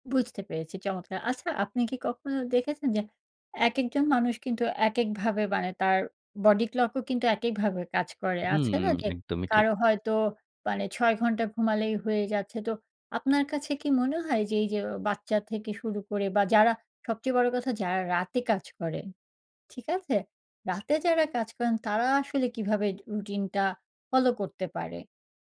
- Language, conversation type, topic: Bengali, podcast, রাতে ঘুমের আগে কী ধরনের রুটিন অনুসরণ করা উচিত, আর সেটি কেন কার্যকর?
- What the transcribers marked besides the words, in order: "মানে" said as "বানে"; tapping